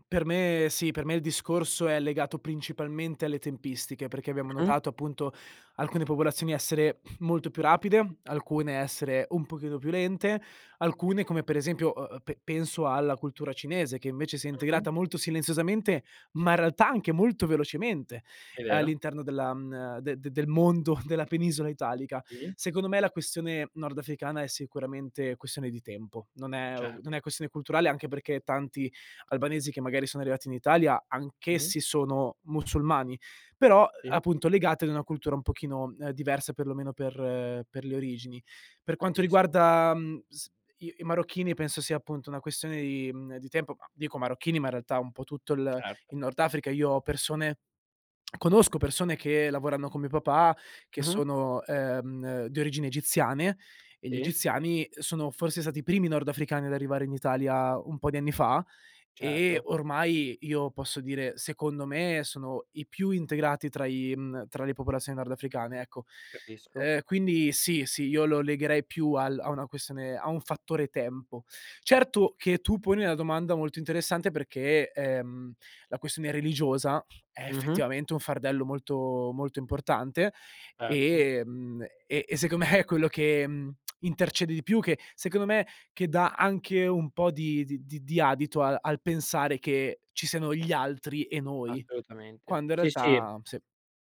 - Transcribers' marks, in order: laughing while speaking: "mondo"; other background noise; tongue click; laughing while speaking: "me, è"; tongue click
- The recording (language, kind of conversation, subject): Italian, podcast, Come cambia la cultura quando le persone emigrano?